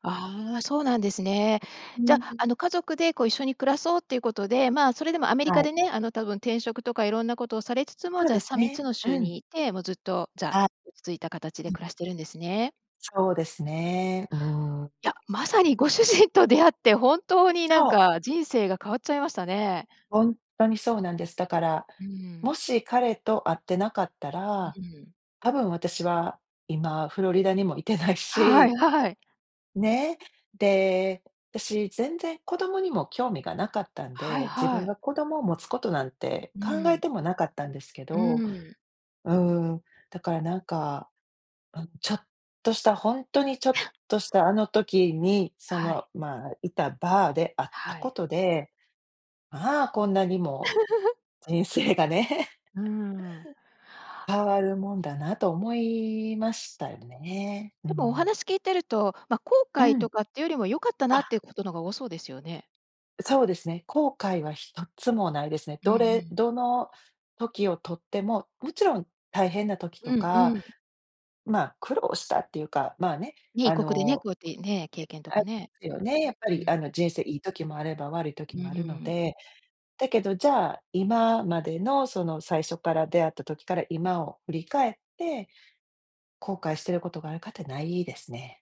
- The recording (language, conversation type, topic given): Japanese, podcast, 誰かとの出会いで人生が変わったことはありますか？
- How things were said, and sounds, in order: other noise; chuckle; laugh; laughing while speaking: "人生がね"; laugh